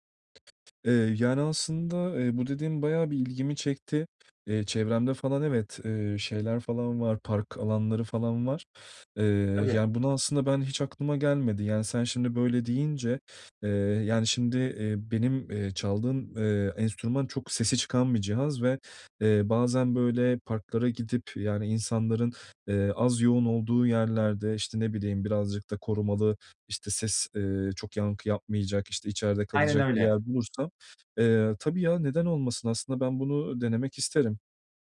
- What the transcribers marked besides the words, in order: other background noise; tapping
- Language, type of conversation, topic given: Turkish, advice, Tutkuma daha fazla zaman ve öncelik nasıl ayırabilirim?